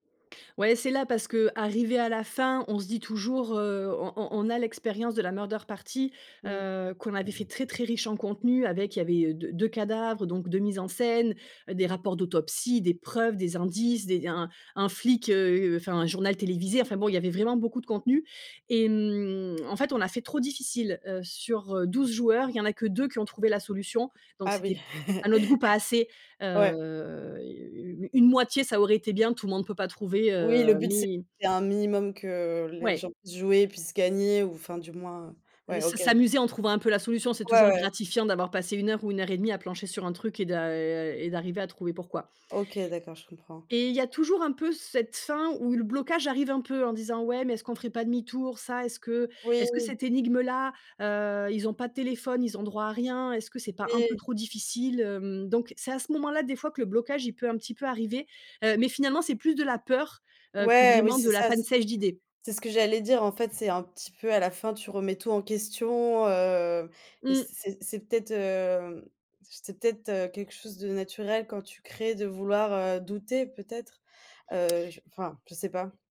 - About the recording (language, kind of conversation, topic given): French, podcast, Comment fais-tu pour sortir d’un blocage créatif ?
- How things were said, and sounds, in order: put-on voice: "murder party"; tapping; chuckle; drawn out: "heu"; drawn out: "d'a"